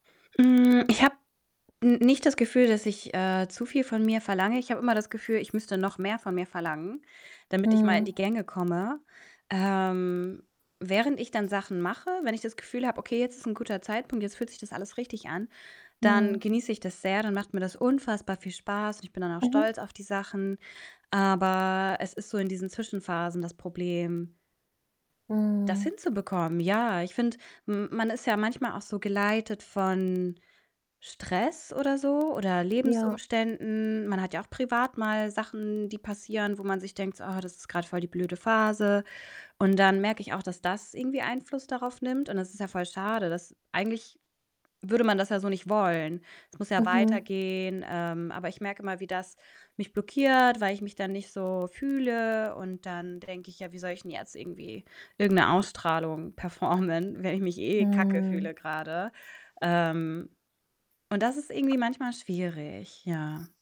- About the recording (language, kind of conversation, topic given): German, advice, Wie zeigt sich deine ständige Prokrastination beim kreativen Arbeiten?
- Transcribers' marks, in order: distorted speech; other background noise; static; laughing while speaking: "performen, wenn ich"